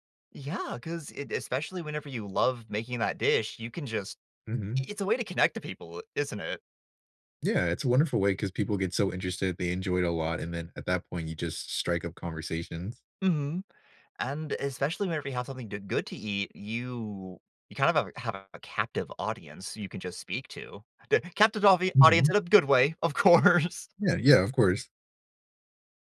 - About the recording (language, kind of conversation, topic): English, unstructured, What hobby should I try to de-stress and why?
- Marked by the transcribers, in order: chuckle; laughing while speaking: "of course"